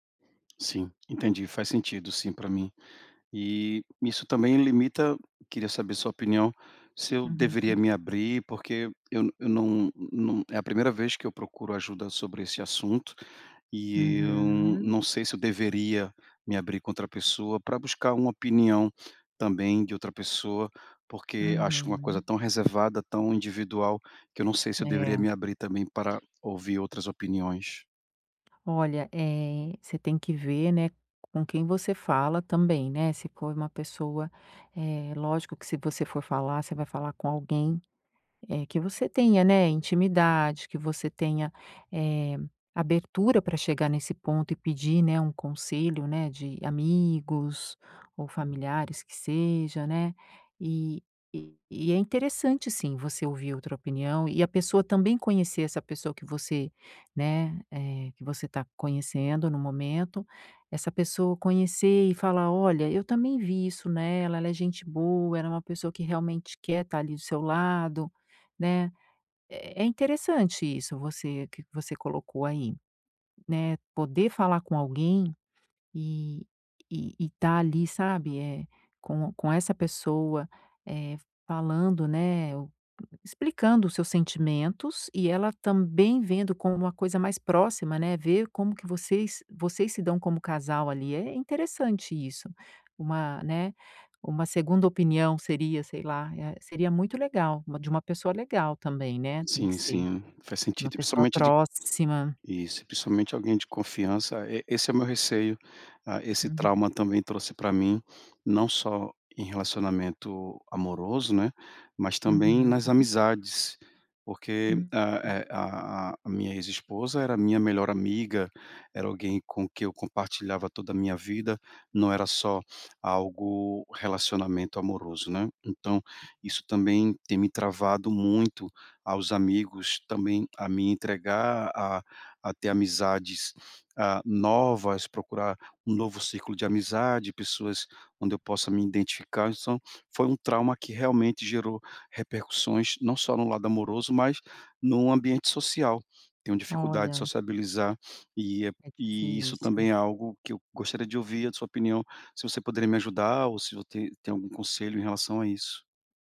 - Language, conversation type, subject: Portuguese, advice, Como posso estabelecer limites saudáveis ao iniciar um novo relacionamento após um término?
- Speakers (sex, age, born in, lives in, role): female, 50-54, Brazil, United States, advisor; male, 40-44, Brazil, Portugal, user
- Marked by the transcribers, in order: tapping